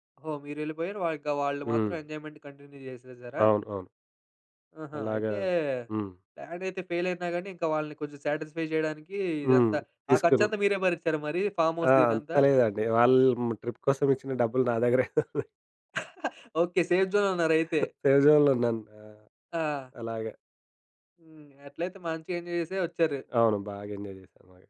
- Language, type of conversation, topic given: Telugu, podcast, మీ ప్రణాళిక విఫలమైన తర్వాత మీరు కొత్త మార్గాన్ని ఎలా ఎంచుకున్నారు?
- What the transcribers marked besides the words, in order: in English: "ఎంజాయ్‌మెంట్ కంటిన్యూ"; in English: "ఫెయిల్"; in English: "సాటిస్ఫై"; in English: "ఫార్మ్‌హౌస్‌ది"; in English: "ట్రిప్"; chuckle; in English: "సేఫ్‌జోన్‌లో"; in English: "సేఫ్ జోన్‌లో"; in English: "ఎంజాయ్"; in English: "ఎంజాయ్"